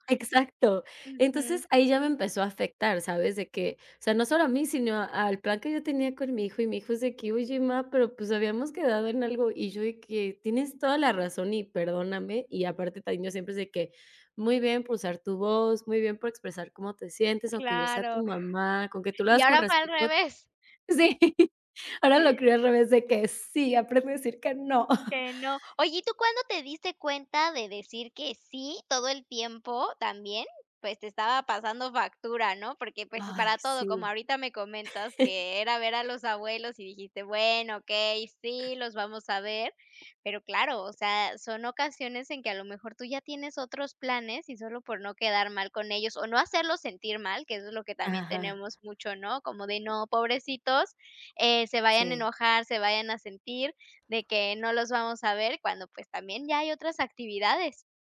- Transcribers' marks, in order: other background noise; other noise; laughing while speaking: "Sí, ahora lo crio al … decir que no"; chuckle
- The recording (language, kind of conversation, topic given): Spanish, podcast, ¿Cómo aprendes a decir no sin culpa?